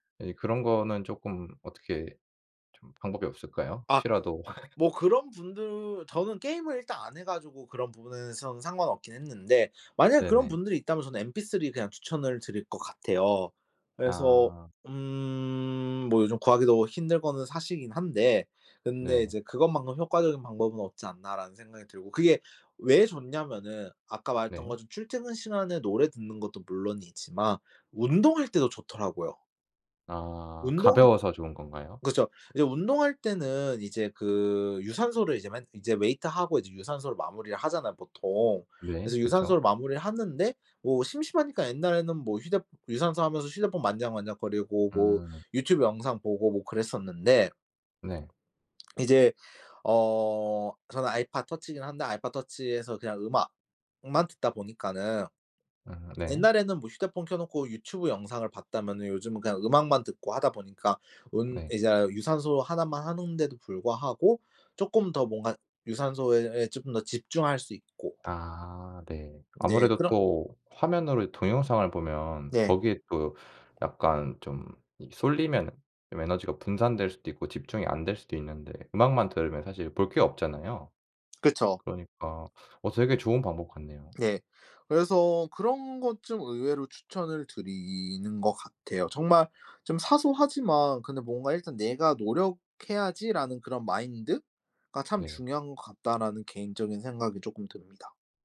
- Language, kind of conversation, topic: Korean, podcast, 휴대폰 사용하는 습관을 줄이려면 어떻게 하면 좋을까요?
- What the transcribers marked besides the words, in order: laugh; other background noise; swallow; lip smack; tapping